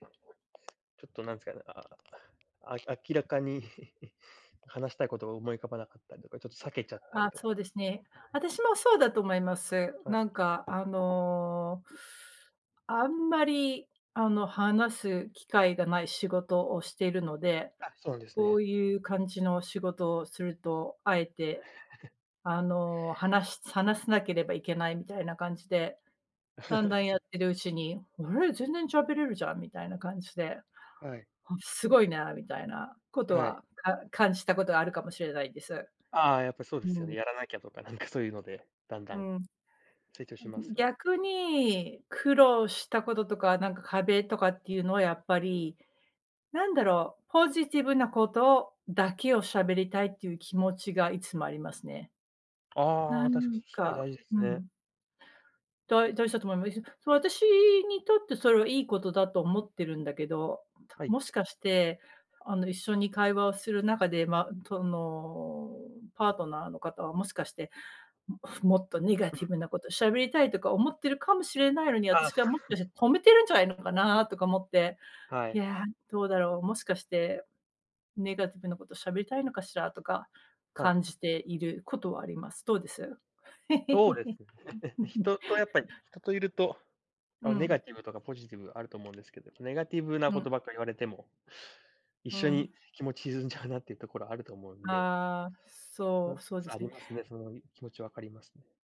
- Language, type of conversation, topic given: Japanese, unstructured, 最近、自分が成長したと感じたことは何ですか？
- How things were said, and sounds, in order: tapping; other background noise; chuckle; chuckle; chuckle; laughing while speaking: "なんかそういうので"; unintelligible speech; chuckle; laughing while speaking: "そうですね"; laugh; laughing while speaking: "沈んじゃうな"